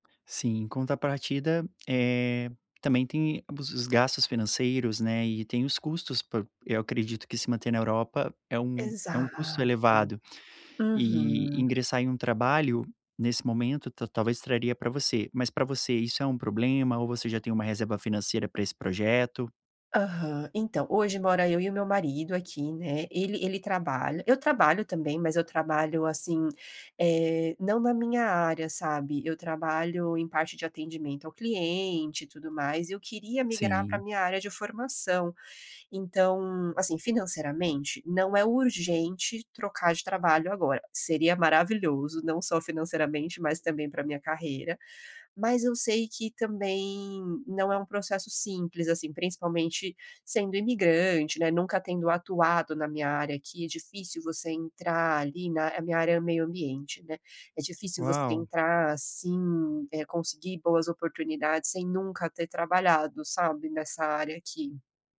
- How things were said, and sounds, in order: none
- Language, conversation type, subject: Portuguese, advice, Como posso priorizar várias metas ao mesmo tempo?
- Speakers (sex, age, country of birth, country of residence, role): female, 30-34, Brazil, Sweden, user; male, 30-34, Brazil, Portugal, advisor